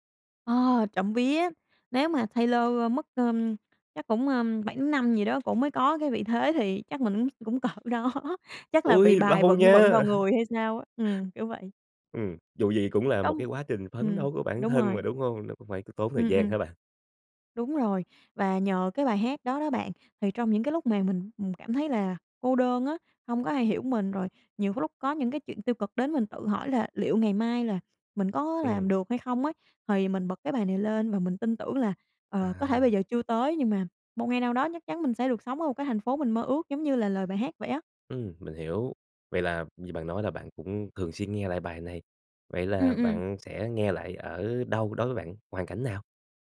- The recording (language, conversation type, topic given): Vietnamese, podcast, Bạn có một bài hát nào gắn với cả cuộc đời mình như một bản nhạc nền không?
- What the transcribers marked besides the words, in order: other background noise; laughing while speaking: "đó"; tapping; chuckle